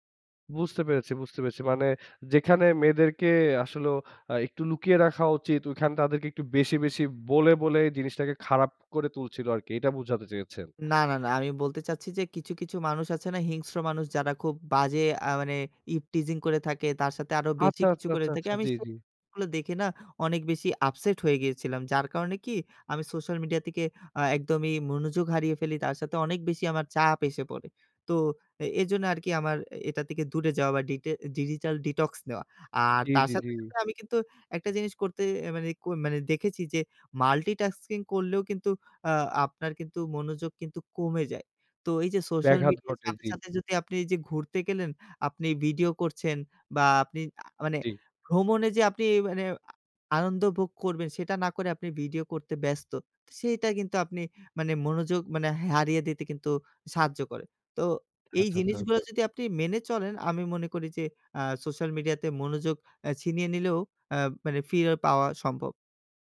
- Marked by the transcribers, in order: in English: "আপসেট"; in English: "ডিজিটাল ডিটক্স"; in English: "মাল্টিটাস্কিং"
- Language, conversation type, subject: Bengali, podcast, সোশ্যাল মিডিয়া আপনার মনোযোগ কীভাবে কেড়ে নিচ্ছে?